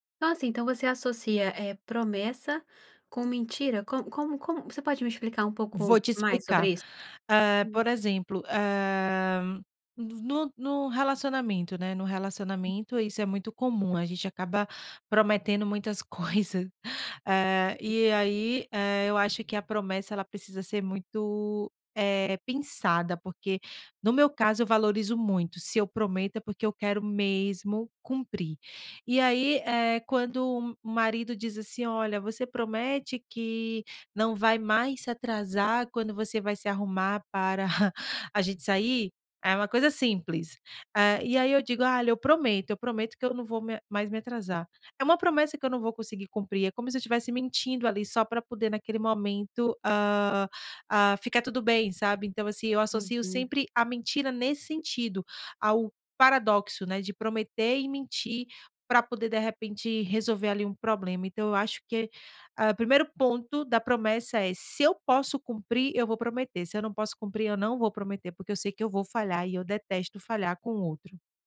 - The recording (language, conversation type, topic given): Portuguese, podcast, Como posso cumprir as promessas que faço ao falar com alguém?
- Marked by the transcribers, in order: other noise; laughing while speaking: "coisas"; chuckle